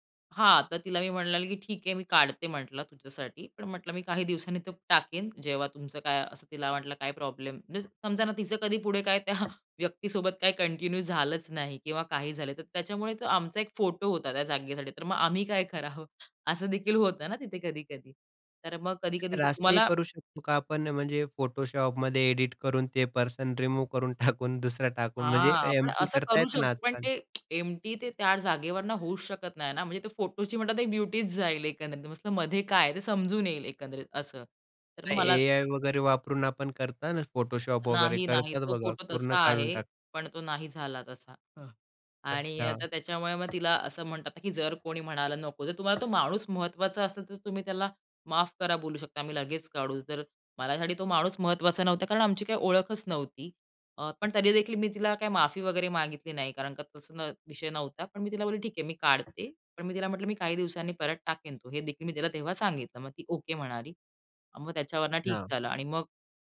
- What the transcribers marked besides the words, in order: in English: "मीन्स"; tapping; in English: "कंटिन्यू"; laughing while speaking: "करावं?"; in English: "पर्सन रिमूव्ह"; laughing while speaking: "टाकून"; in English: "एम पी"; tsk; in English: "एमटी"; in English: "ब्युटी"; other background noise
- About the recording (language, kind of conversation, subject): Marathi, podcast, इतरांचे फोटो शेअर करण्यापूर्वी परवानगी कशी विचारता?